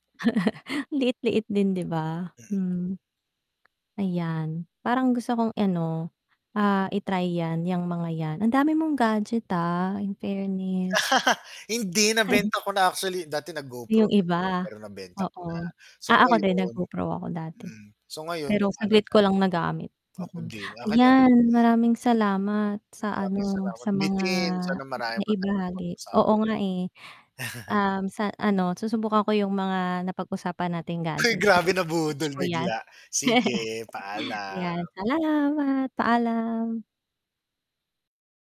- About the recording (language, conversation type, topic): Filipino, unstructured, Ano ang paborito mong kagamitang araw-araw mong ginagamit?
- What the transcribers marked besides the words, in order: static; chuckle; tapping; laugh; chuckle; distorted speech; chuckle; laugh; drawn out: "salamat"